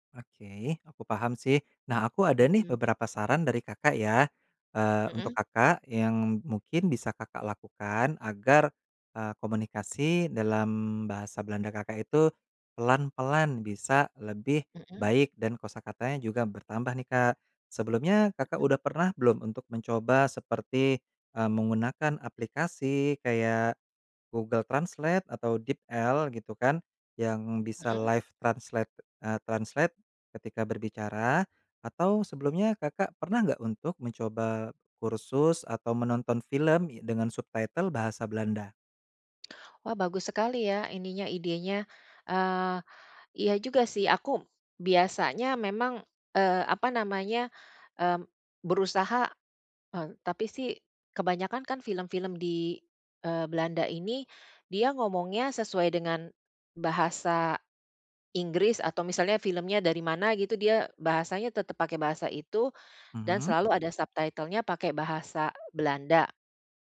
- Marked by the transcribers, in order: in English: "live translate"; in English: "translate"; in English: "subtitle"; in English: "subtitle-nya"
- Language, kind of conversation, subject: Indonesian, advice, Kendala bahasa apa yang paling sering menghambat kegiatan sehari-hari Anda?